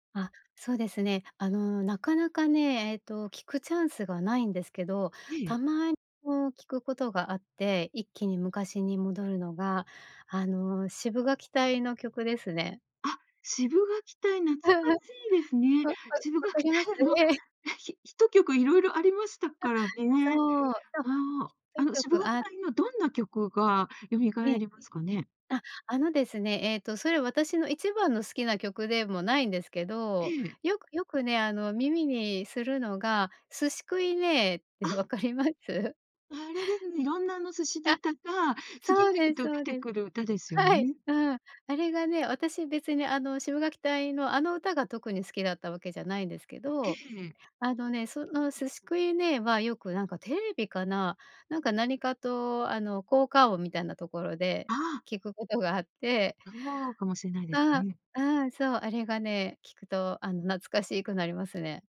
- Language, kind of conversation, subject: Japanese, podcast, ふと耳にすると、たちまち昔に戻った気持ちになる曲は何ですか？
- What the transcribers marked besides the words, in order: giggle; laughing while speaking: "シブがき隊の、あ"; laughing while speaking: "ええ"; laughing while speaking: "分かります？"; laughing while speaking: "はい"